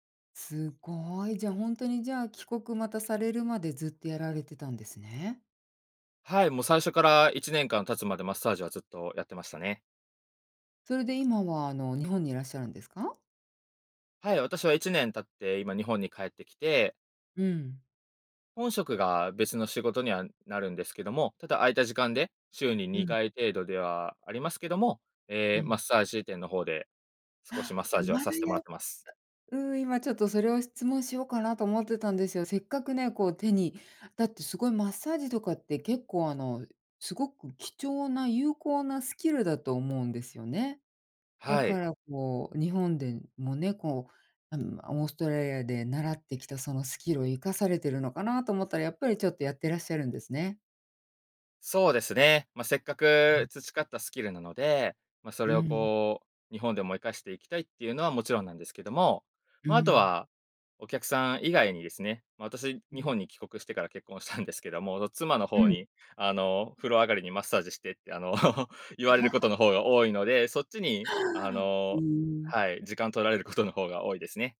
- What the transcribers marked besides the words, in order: other noise; other background noise; tapping; laughing while speaking: "結婚したんです"; laughing while speaking: "あの"; laugh
- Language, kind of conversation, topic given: Japanese, podcast, 失敗からどう立ち直りましたか？